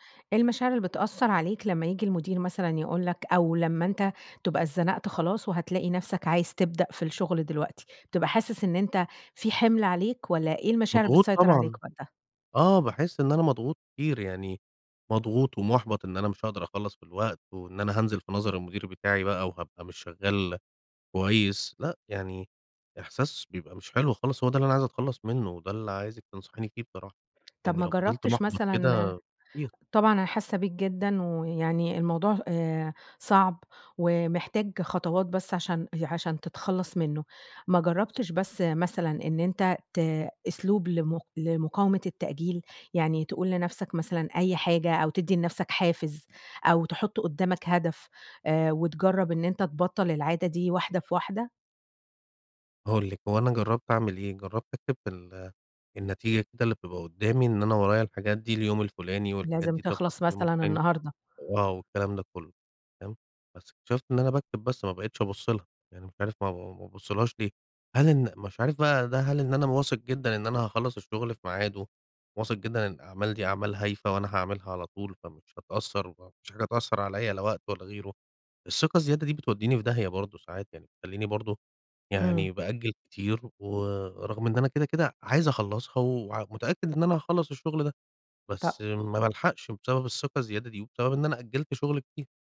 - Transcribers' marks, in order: other background noise
- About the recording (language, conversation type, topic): Arabic, advice, بتأجّل المهام المهمة على طول رغم إني ناوي أخلصها، أعمل إيه؟